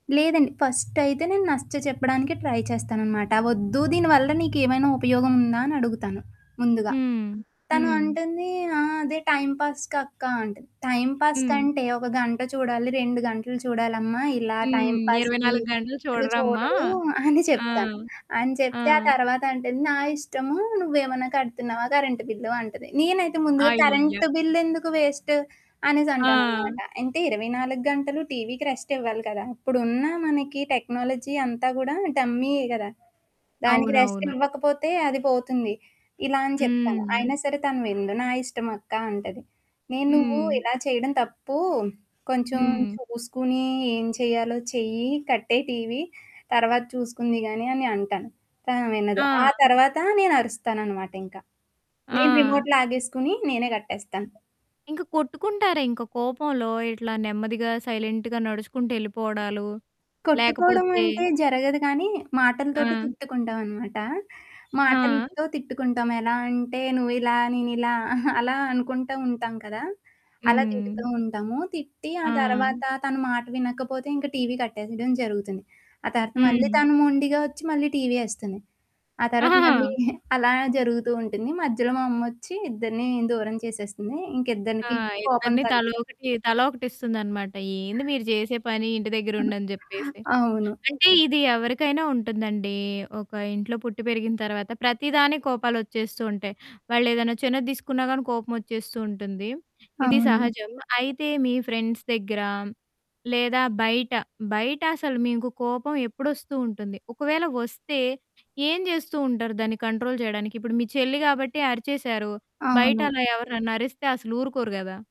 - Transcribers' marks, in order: static; other street noise; in English: "ట్రై"; in English: "టైంపాస్‌కక్క"; in English: "టైంపాస్"; in English: "టైంపాస్‌కి"; chuckle; in English: "వేస్ట్"; in English: "రెస్ట్"; in English: "టెక్నాలజీ"; in English: "రిమోట్"; in English: "సైలెంట్‌గా"; other background noise; chuckle; giggle; "ఇద్దరికి" said as "ఇద్దనికి"; chuckle; in English: "ఫ్రెండ్స్"; in English: "కంట్రోల్"
- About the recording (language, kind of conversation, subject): Telugu, podcast, కోపాన్ని నియంత్రించుకోవడానికి మీరు అనుసరించే పద్ధతి ఏమిటి?
- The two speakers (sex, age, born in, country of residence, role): female, 20-24, India, India, host; female, 25-29, India, India, guest